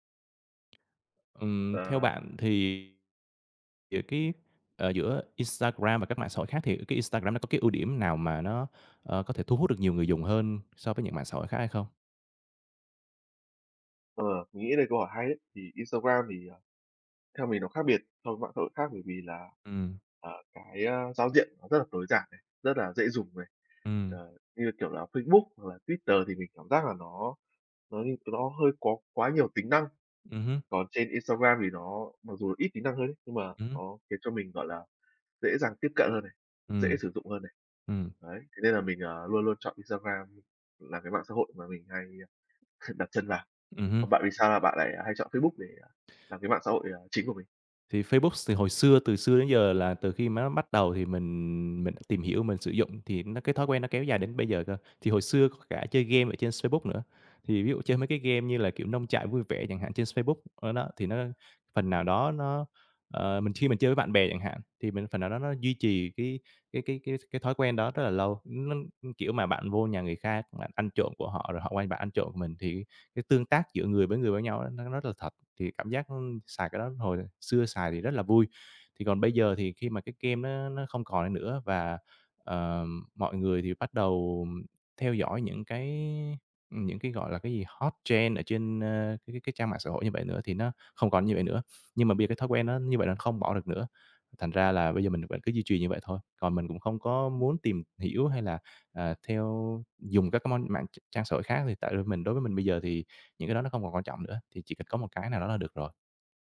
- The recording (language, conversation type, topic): Vietnamese, unstructured, Bạn thấy ảnh hưởng của mạng xã hội đến các mối quan hệ như thế nào?
- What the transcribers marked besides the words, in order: other background noise; chuckle; tapping; in English: "hot trend"